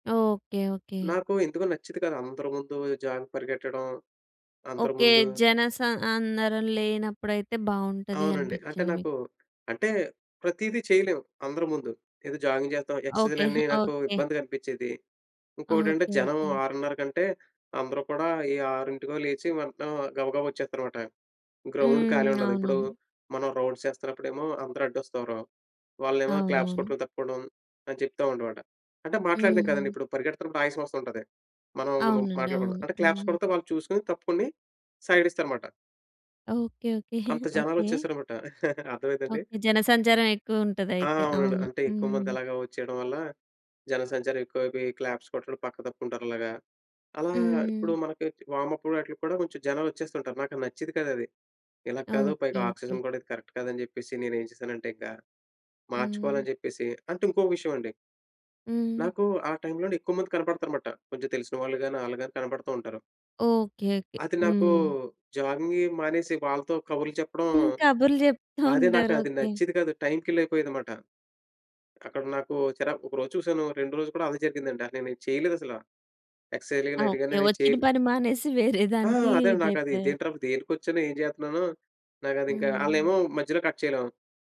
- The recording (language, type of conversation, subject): Telugu, podcast, రోజువారీ పనిలో మీకు అత్యంత ఆనందం కలిగేది ఏమిటి?
- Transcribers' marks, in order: in English: "జాగింగ్‌కి"; in English: "జాగింగ్"; in English: "గ్రౌండ్"; in English: "రౌండ్స్"; in English: "క్లాప్స్"; in English: "క్లాప్స్"; in English: "సైడ్"; chuckle; in English: "క్లాప్స్"; in English: "వార్మ్ అప్"; in English: "ఆక్సిజన్"; in English: "కరెక్ట్"; chuckle; in English: "కట్"